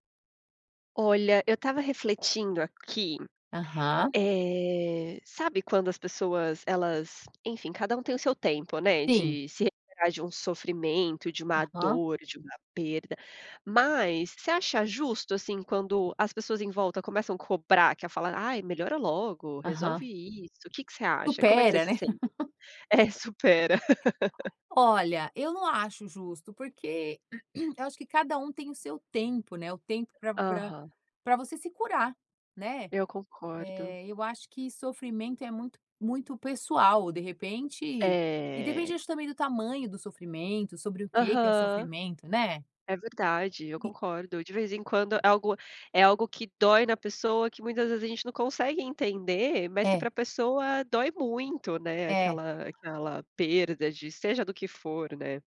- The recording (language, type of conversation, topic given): Portuguese, unstructured, É justo cobrar alguém para “parar de sofrer” logo?
- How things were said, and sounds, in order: laugh; tapping; laugh; throat clearing